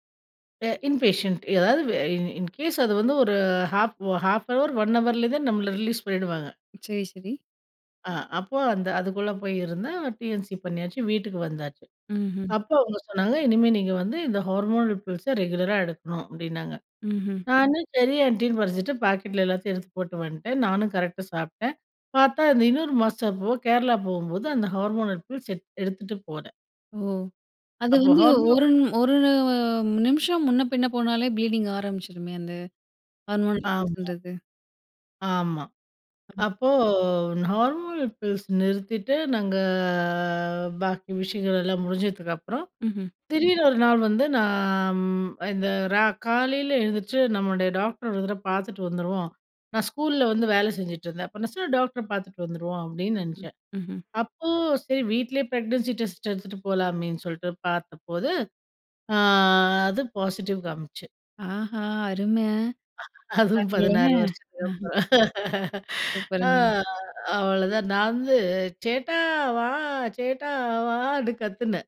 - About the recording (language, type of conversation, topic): Tamil, podcast, உங்கள் வாழ்க்கை பற்றி பிறருக்கு சொல்லும் போது நீங்கள் எந்த கதை சொல்கிறீர்கள்?
- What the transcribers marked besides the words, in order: in English: "எ இன்பேஷண்ட்"; in English: "இன்கேஸ்"; in English: "ஹாஃப் ஹாஃப் நஹவர், ஒன் ஹவர்ல"; in English: "ஹார்மோனல் பில்ஸ"; in English: "ஹார்மோனல் பில்ஸ்"; other background noise; in English: "ப்ளீடிங்"; in English: "ஹார்மோன் ன்றது"; "ஹார்மோன்லஸ்ன்றது" said as "ஹார்மோன் ன்றது"; in English: "நார்மல் பில்ஸ்"; drawn out: "நாங்க"; other noise; in English: "ப்ரெக்னன்சி டெஸ்ட்"; laughing while speaking: "அதுவும் பதினாறு வருஷத்துக்கப்புறம். அ"; in Malayalam: "சேட்டா வா! சேட்டா"